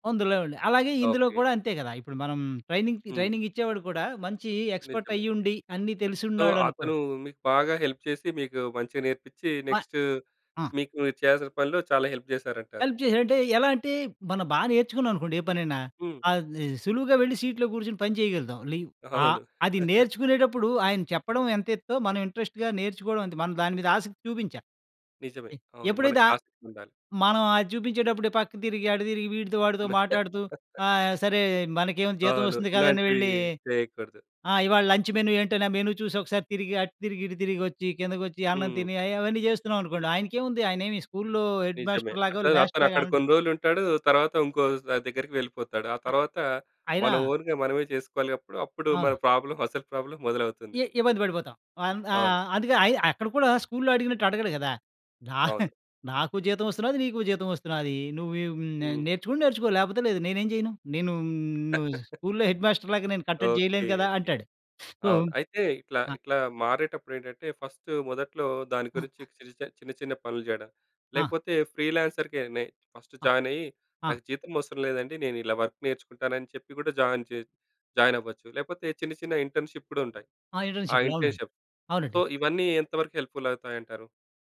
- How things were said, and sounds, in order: in English: "ట్రైనింగ్‌కి ట్రైనింగ్"; in English: "ఎక్స్‌పర్ట్"; in English: "సో"; in English: "హెల్ప్"; in English: "నెక్స్ట్"; in English: "హెల్ప్"; in English: "హెల్ప్"; in English: "సీట్‌లో"; chuckle; in English: "ఇంట్రెస్ట్‌గా"; other background noise; chuckle; in English: "లంచ్ మెను"; in English: "మేను"; in English: "హెడ్ మాస్టర్"; in English: "ఓన్‌గా"; in English: "ప్రాబ్లమ్"; in English: "ప్రాబ్లమ్"; chuckle; laugh; in English: "హెడ్ మాస్టర్‌లాగా"; in English: "సో"; in English: "ఫస్ట్"; in English: "ఫ్రీ లాన్సర్‌గానే ఫస్ట్"; in English: "వర్క్"; in English: "జాయిన్"; in English: "ఇంటర్న్‌షిప్"; in English: "ఇంటర్న్‌షిప్. సో"; in English: "హెల్ప్‌ఫుల్"
- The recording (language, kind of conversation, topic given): Telugu, podcast, అనుభవం లేకుండా కొత్త రంగానికి మారేటప్పుడు మొదట ఏవేవి అడుగులు వేయాలి?